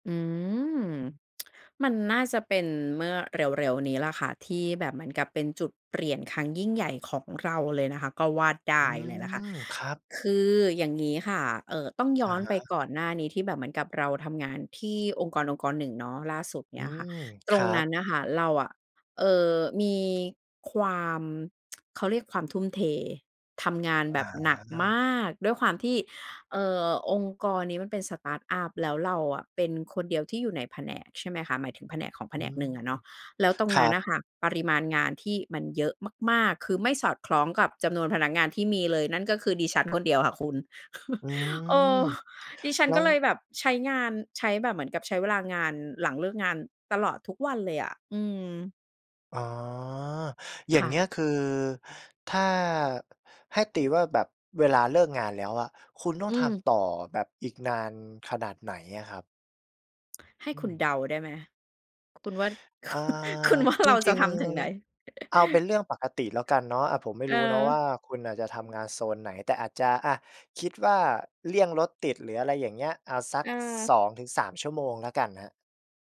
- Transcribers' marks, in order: tsk; tapping; tsk; chuckle; tsk; chuckle; laughing while speaking: "คุณว่าเราจะทำถึงไหน ?"; chuckle; other background noise
- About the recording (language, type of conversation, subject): Thai, podcast, จุดเปลี่ยนสำคัญในเส้นทางอาชีพของคุณคืออะไร?